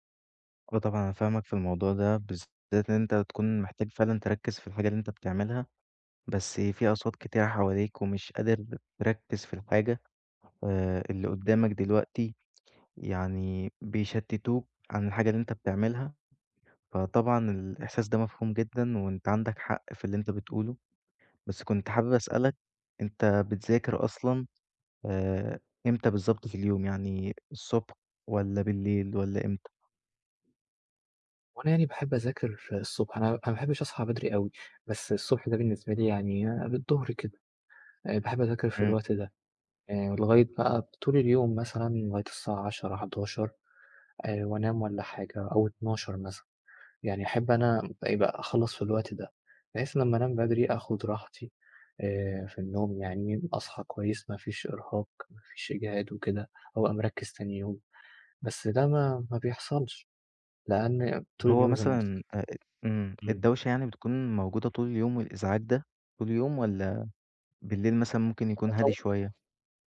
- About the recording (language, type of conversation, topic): Arabic, advice, إزاي دوشة البيت والمقاطعات بتعطّلك عن التركيز وتخليك مش قادر تدخل في حالة تركيز تام؟
- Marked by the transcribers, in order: tapping; unintelligible speech